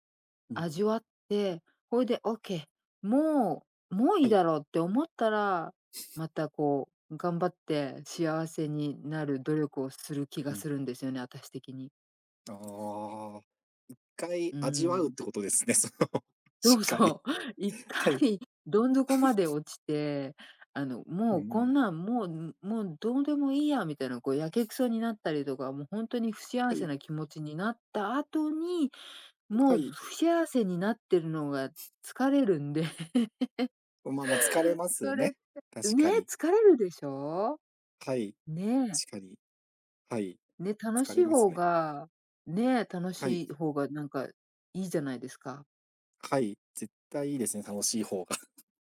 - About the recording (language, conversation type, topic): Japanese, unstructured, 幸せを感じるのはどんなときですか？
- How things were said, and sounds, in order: other background noise; laughing while speaking: "その、しっかり。はい。 はい"; laughing while speaking: "そう そう"; chuckle; cough